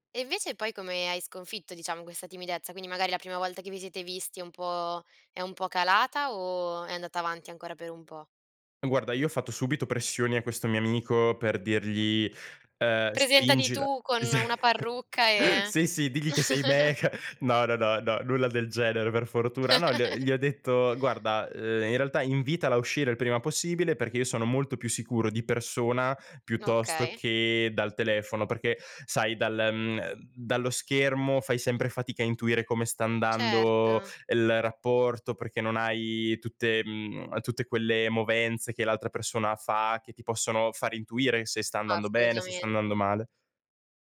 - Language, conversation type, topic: Italian, podcast, Qual è stato il tuo primo amore o una storia d’amore che ricordi come davvero memorabile?
- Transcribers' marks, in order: laughing while speaking: "esa"; chuckle; laughing while speaking: "che"; chuckle; chuckle